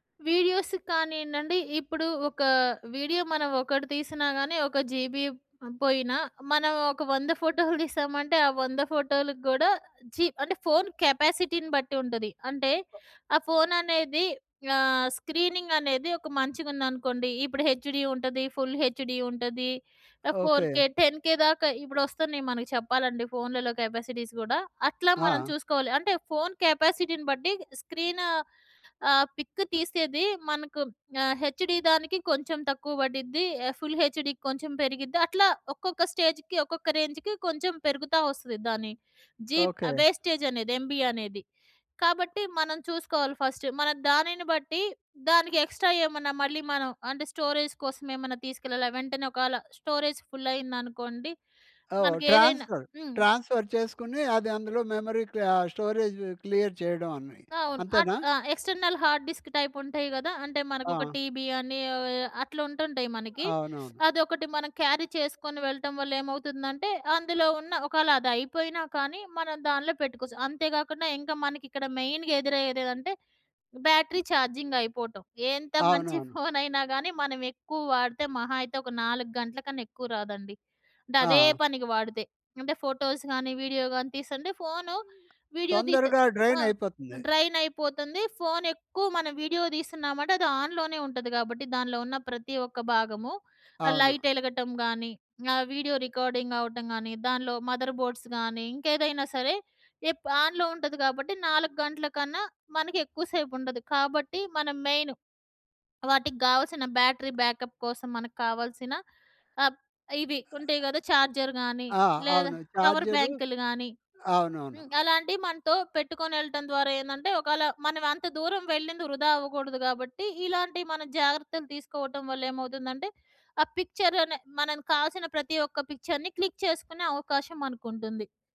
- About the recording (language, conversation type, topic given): Telugu, podcast, ఫోన్‌తో మంచి వీడియోలు ఎలా తీసుకోవచ్చు?
- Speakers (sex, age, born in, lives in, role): female, 40-44, India, India, guest; male, 70-74, India, India, host
- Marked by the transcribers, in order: in English: "వీడియోస్"; in English: "జీబీ"; in English: "కెపాసిటీని"; in English: "స్క్రీనింగ్"; other noise; in English: "హెచ్‍డీ"; in English: "ఫుల్‌హెచ్‍డీ"; in English: "ఫోర్‌కే, టెన్‌కే"; in English: "కెపాసిటీస్"; in English: "కెపాసిటీని"; in English: "స్క్రీన్"; in English: "పిక్"; in English: "హెచ్‍డీ"; in English: "ఫుల్‌హెచ్‍డికి"; in English: "స్టేజ్‌కి"; in English: "రేంజ్‌కి"; in English: "జీప్ వేస్టేజ్"; in English: "ఎంబీ"; in English: "ఫస్ట్"; in English: "ఎక్స్ట్రా"; in English: "స్టోరేజ్"; in English: "స్టోరేజ్ ఫుల్"; in English: "ట్రాన్స్‌ఫర్. ట్రాన్స్‌ఫర్"; in English: "మెమరీకి"; in English: "స్టోరేజ్ క్లియర్"; in English: "ఎక్స్టర్నల్ హార్డ్‌డిస్క్ టైప్"; in English: "టీబీ"; in English: "క్యారీ"; in English: "మెయిన్‍గ"; in English: "బ్యాటరీ ఛార్జింగ్"; in English: "ఫోటోస్"; tapping; in English: "డ్రైన్"; in English: "డ్రైన్"; in English: "ఆన్‍లోనే"; in English: "లైట్"; in English: "వీడియో రికార్డింగ్"; in English: "మదర్‌బోర్డ్స్"; in English: "ఆన్‍లో"; in English: "మెయిన్"; in English: "బ్యాటరీ బ్యాకప్"; in English: "ఛార్జర్"; in English: "పిక్చర్"; in English: "పిక్చర్‍ని క్లిక్"